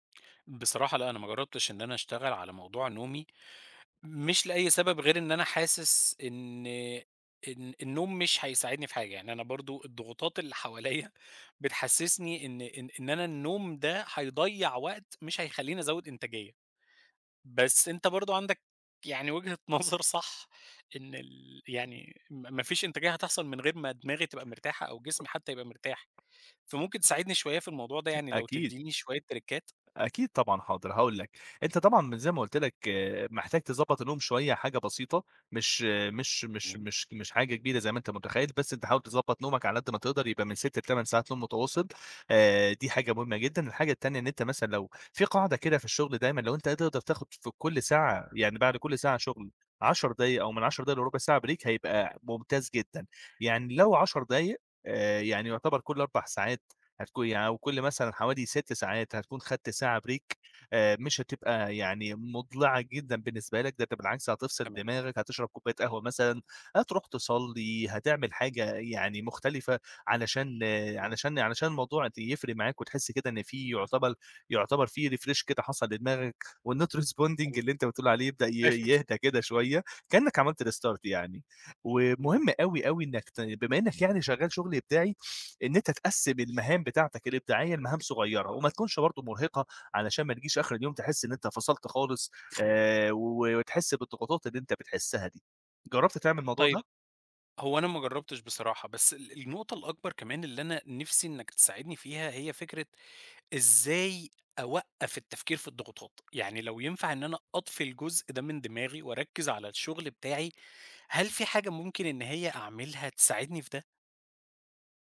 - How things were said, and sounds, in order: chuckle; chuckle; tapping; in English: "تِرِكات؟"; unintelligible speech; in English: "break"; in English: "break"; in English: "refresh"; in English: "والnot responding"; unintelligible speech; unintelligible speech; in English: "restart"
- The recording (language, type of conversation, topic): Arabic, advice, إزاي الإرهاق والاحتراق بيخلّوا الإبداع شبه مستحيل؟